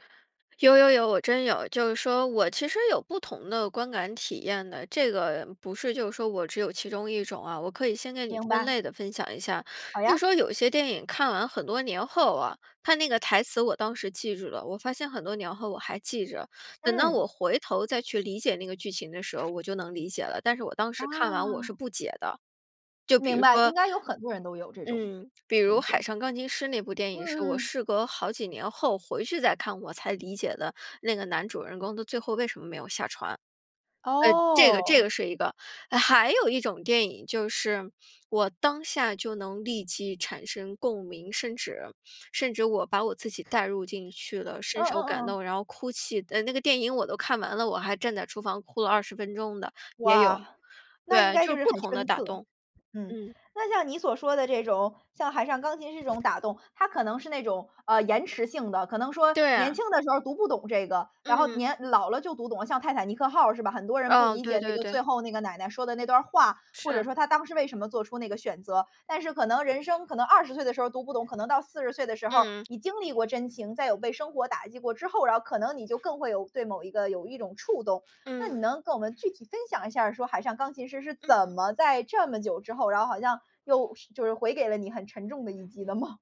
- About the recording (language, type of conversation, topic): Chinese, podcast, 你曾被某句台词深深打动过吗？
- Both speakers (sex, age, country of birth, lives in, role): female, 20-24, China, United States, host; female, 35-39, China, United States, guest
- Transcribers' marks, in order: other background noise; laughing while speaking: "的吗？"